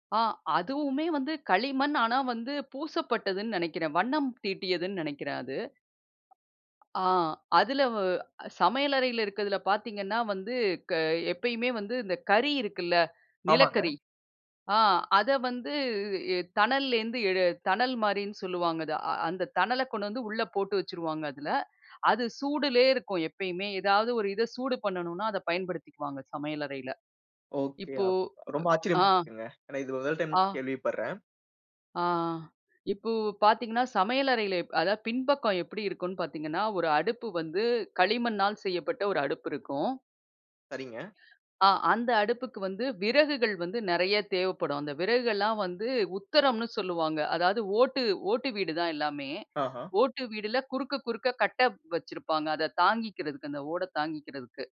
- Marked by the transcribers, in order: other noise; unintelligible speech
- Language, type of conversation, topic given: Tamil, podcast, சமையலைத் தொடங்குவதற்கு முன் உங்கள் வீட்டில் கடைப்பிடிக்கும் மரபு என்ன?